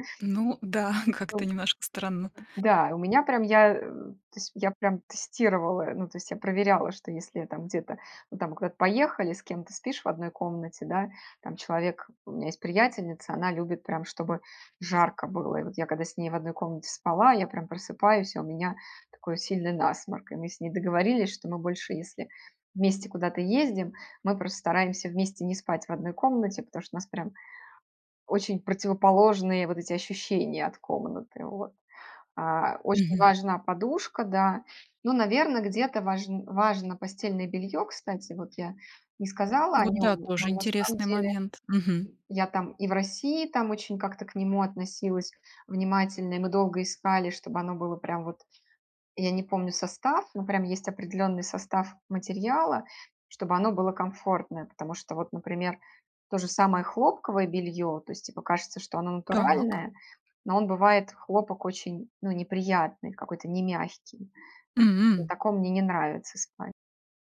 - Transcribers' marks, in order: chuckle; other noise; other background noise; tapping; "когда" said as "када"
- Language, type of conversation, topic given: Russian, podcast, Как организовать спальное место, чтобы лучше высыпаться?